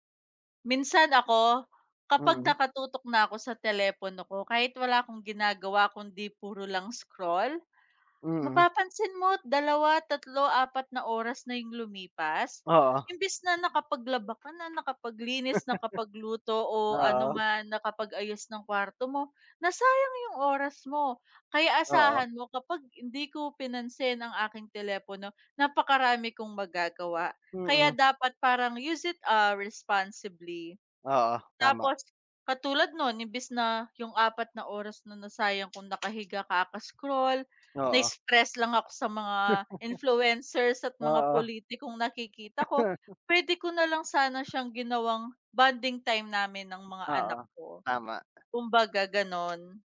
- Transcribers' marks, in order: laugh; tapping; other background noise; laugh; cough
- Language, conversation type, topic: Filipino, unstructured, Paano nakaaapekto ang teknolohiya sa ating kakayahang makipag-usap nang harapan?